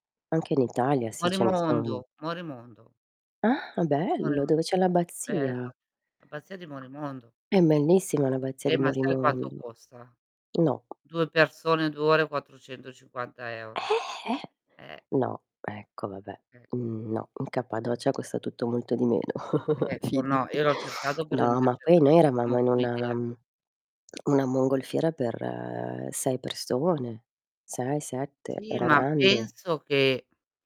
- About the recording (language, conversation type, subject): Italian, unstructured, Qual è il tuo ricordo più bello legato alla natura?
- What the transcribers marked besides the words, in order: tapping; distorted speech; surprised: "Eh?"; chuckle; drawn out: "per"; static